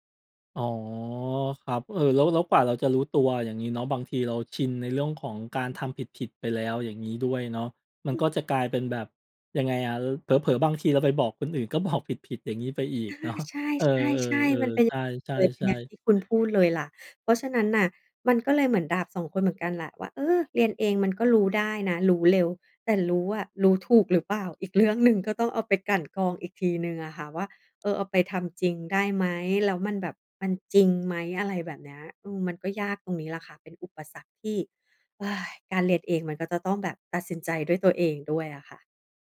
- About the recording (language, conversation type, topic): Thai, podcast, เคยเจออุปสรรคตอนเรียนเองไหม แล้วจัดการยังไง?
- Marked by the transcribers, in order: laughing while speaking: "บอก"; laughing while speaking: "เนาะ"; sigh